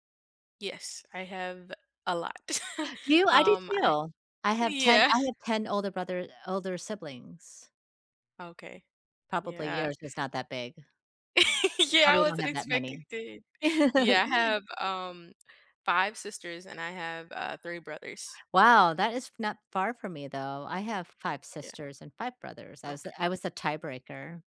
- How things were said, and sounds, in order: laugh; joyful: "Yeah"; chuckle; laugh; laugh
- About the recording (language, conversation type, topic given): English, unstructured, Why do people stay in unhealthy relationships?
- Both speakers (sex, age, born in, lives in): female, 18-19, United States, United States; female, 55-59, Vietnam, United States